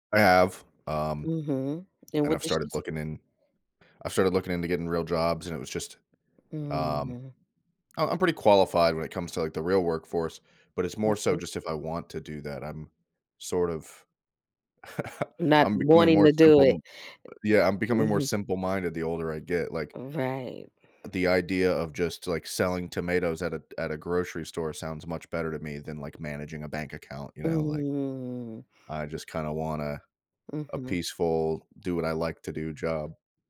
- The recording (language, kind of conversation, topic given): English, advice, How can I manage daily responsibilities without getting overwhelmed by stress?
- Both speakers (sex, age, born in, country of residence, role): female, 35-39, United States, United States, advisor; male, 35-39, United States, United States, user
- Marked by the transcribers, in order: other background noise; chuckle; drawn out: "Mm"